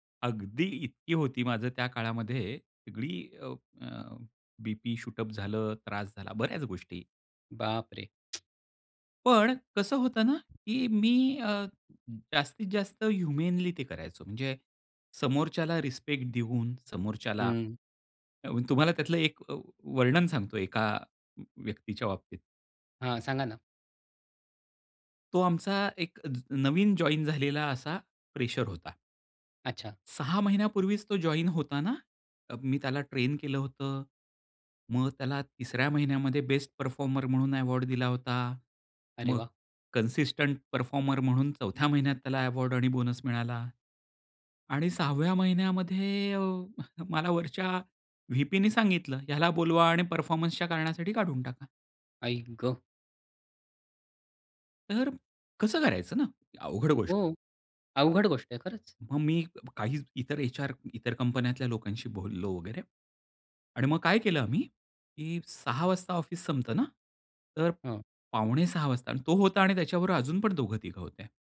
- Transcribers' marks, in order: tapping; in English: "शूट अप"; sad: "बाप रे!"; tsk; in English: "ह्युमेनली"; in English: "कन्सिस्टंट परफॉर्मर"; chuckle
- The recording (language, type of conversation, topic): Marathi, podcast, नकार देताना तुम्ही कसे बोलता?